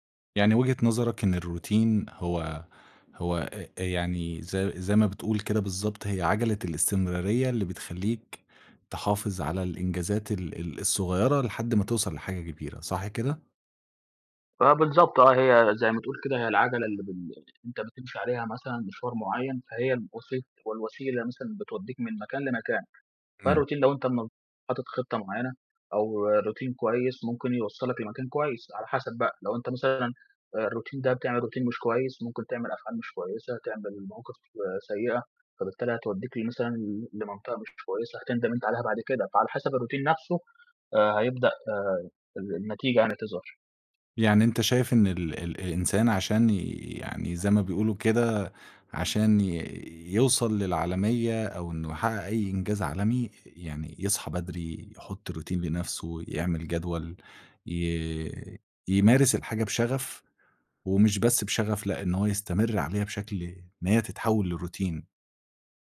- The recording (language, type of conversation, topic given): Arabic, podcast, إيه روتينك المعتاد الصبح؟
- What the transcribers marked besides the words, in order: fan; other background noise; in English: "فالروتين"; in English: "روتين"; in English: "الروتين"; tapping; in English: "روتين"; in English: "للروتين"